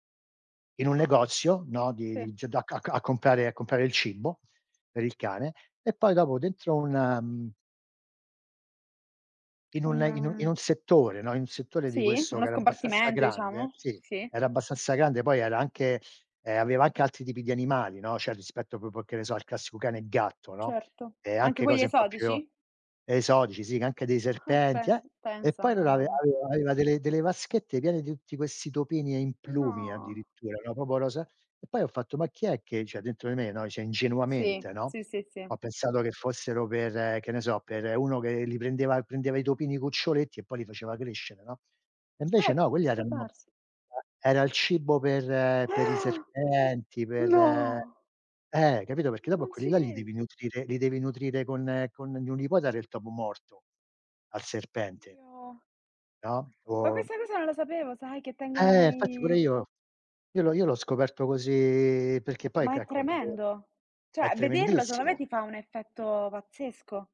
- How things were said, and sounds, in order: "cioè" said as "ceh"; "Madonna" said as "adonna"; "cioè" said as "ceh"; "cioè" said as "ceh"; gasp; surprised: "No!"; "infatti" said as "nfatti"; "Cioè" said as "ceh"
- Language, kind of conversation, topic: Italian, unstructured, Qual è la tua opinione sulla sperimentazione sugli animali?